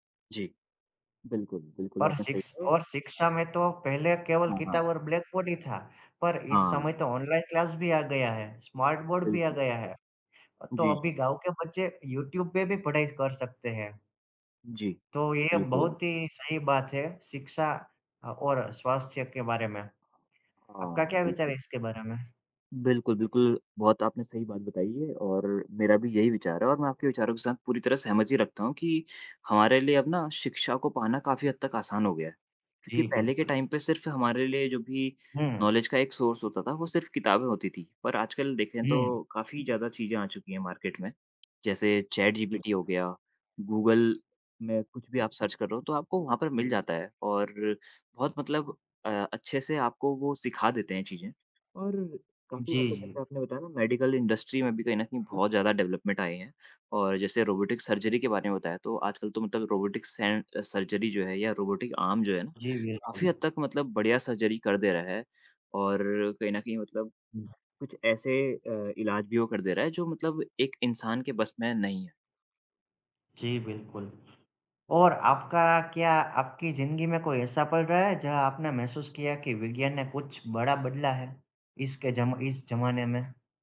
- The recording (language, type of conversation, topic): Hindi, unstructured, आपके हिसाब से विज्ञान ने हमारी ज़िंदगी को कैसे बदला है?
- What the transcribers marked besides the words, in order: in English: "क्लास"; in English: "स्मार्ट"; other background noise; in English: "टाइम"; in English: "नॉलेज"; in English: "सोर्स"; in English: "मार्केट"; in English: "सर्च"; other noise; in English: "मेडिकल इंडस्ट्री"; in English: "डेवलपमेंट"; in English: "रोबोटिक"; in English: "रोबोटिक"; in English: "रोबोटिक आर्म"